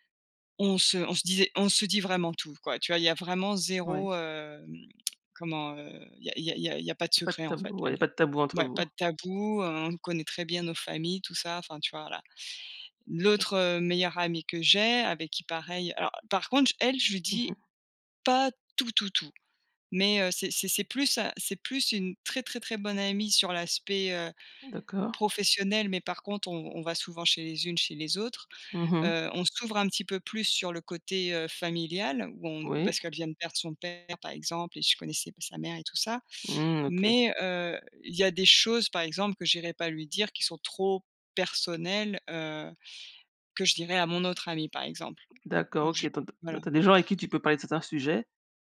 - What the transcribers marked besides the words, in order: tapping; other background noise
- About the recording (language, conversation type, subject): French, unstructured, Comment as-tu rencontré ta meilleure amie ou ton meilleur ami ?
- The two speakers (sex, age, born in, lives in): female, 40-44, France, United States; female, 40-44, France, United States